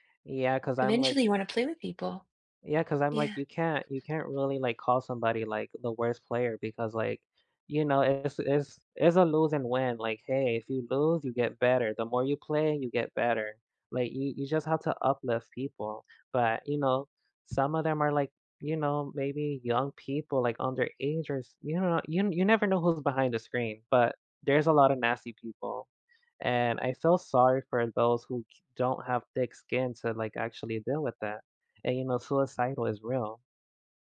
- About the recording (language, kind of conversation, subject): English, unstructured, Why do some people get so upset about video game choices?
- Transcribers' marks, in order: other background noise